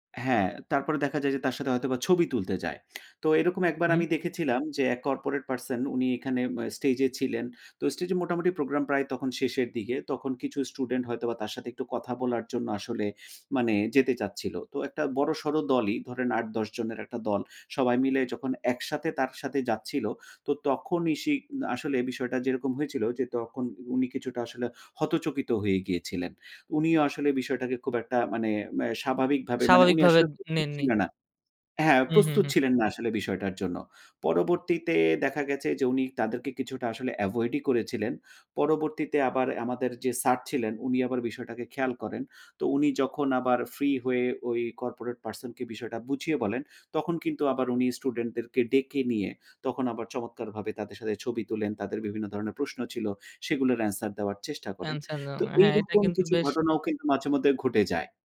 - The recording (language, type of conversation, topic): Bengali, podcast, নতুন মানুষের সঙ্গে আপনি কীভাবে স্বচ্ছন্দে কথোপকথন শুরু করেন?
- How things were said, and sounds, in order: none